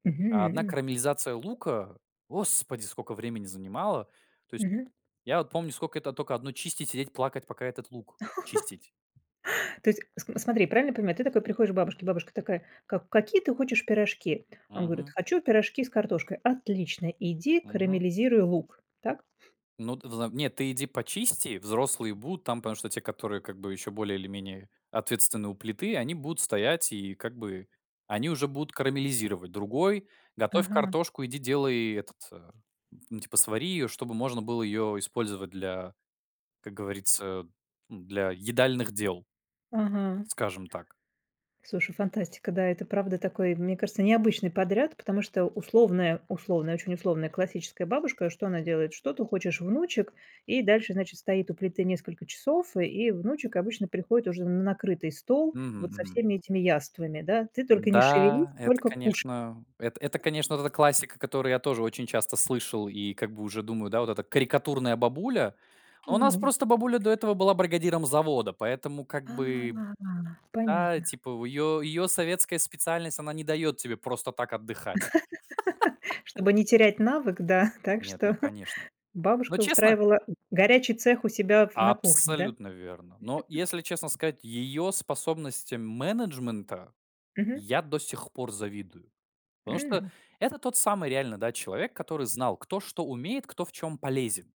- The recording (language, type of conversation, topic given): Russian, podcast, Как в вашей семье передают семейные рецепты?
- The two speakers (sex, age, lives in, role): female, 45-49, Germany, host; male, 20-24, Poland, guest
- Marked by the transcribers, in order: chuckle; tapping; other background noise; laugh; chuckle; chuckle